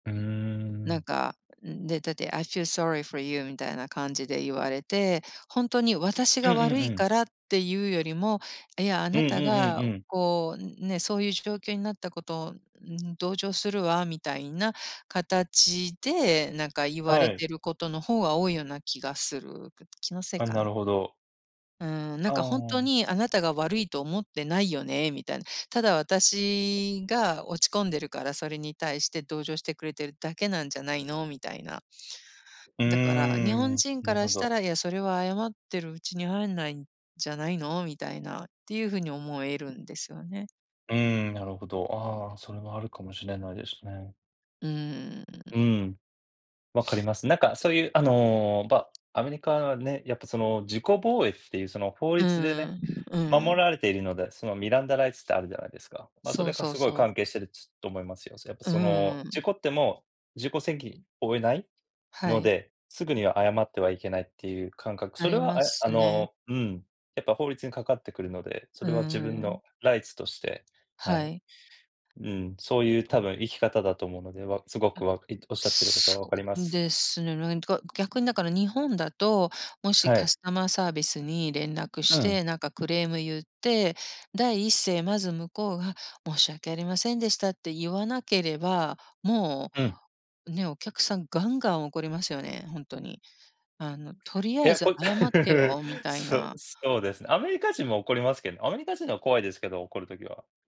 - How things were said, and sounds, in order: put-on voice: "I feel sorry for you"; in English: "I feel sorry for you"; sniff; tapping; other background noise; in English: "ライツ"; other noise; chuckle
- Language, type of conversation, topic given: Japanese, unstructured, 謝ることは大切だと思いますか、なぜですか？